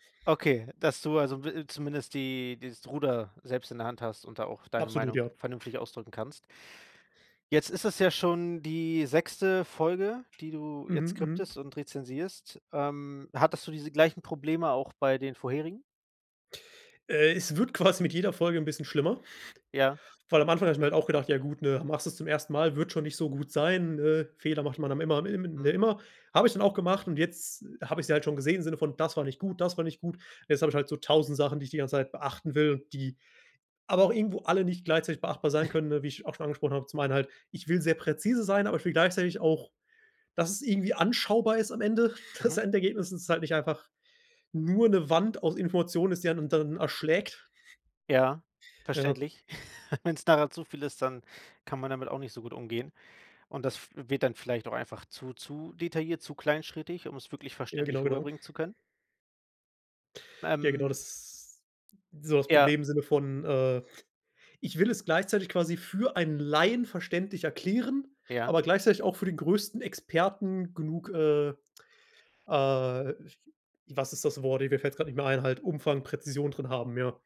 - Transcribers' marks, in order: other background noise; chuckle; chuckle; chuckle; chuckle; drawn out: "das"; stressed: "für"; stressed: "Laien"
- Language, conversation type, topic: German, advice, Wie blockiert dich Perfektionismus bei deinen Projekten und wie viel Stress verursacht er dir?